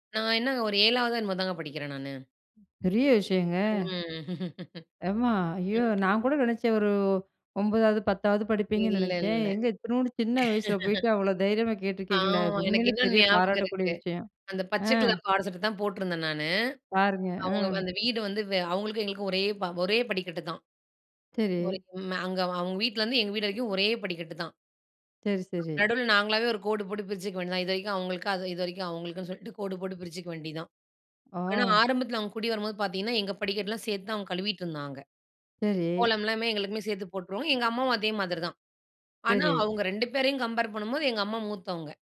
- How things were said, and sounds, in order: surprised: "பெரிய விஷயங்க"; laugh; laugh; in English: "கம்பேர்"
- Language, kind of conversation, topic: Tamil, podcast, உங்களுக்கு தைரியம் கொடுத்த ஒரு அனுபவத்தைப் பற்றி சொல்ல முடியுமா?